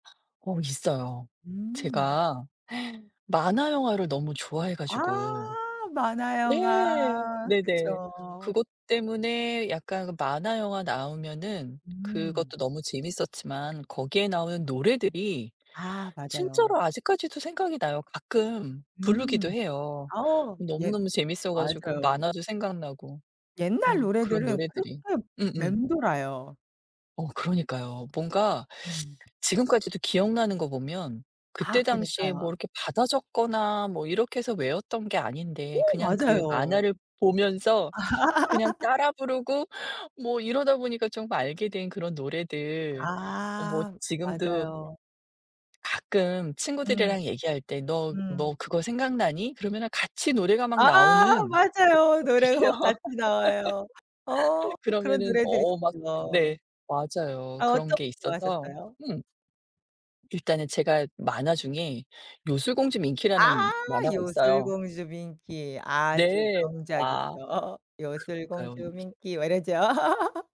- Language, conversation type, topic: Korean, podcast, 어릴 때 들었던 노래 중에서 아직도 가장 먼저 떠오르는 곡이 있으신가요?
- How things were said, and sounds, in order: other background noise; gasp; laugh; laugh; laugh; singing: "요술 공주 밍키"; laugh